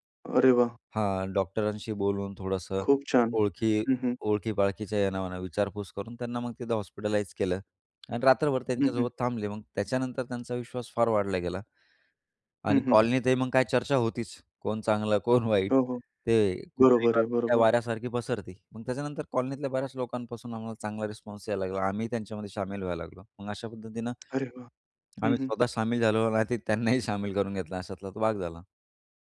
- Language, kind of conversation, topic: Marathi, podcast, आपल्या परिसरात एकमेकांवरील विश्वास कसा वाढवता येईल?
- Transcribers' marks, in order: unintelligible speech; tapping; laughing while speaking: "तर त्यांनाही सामील करून घेतला"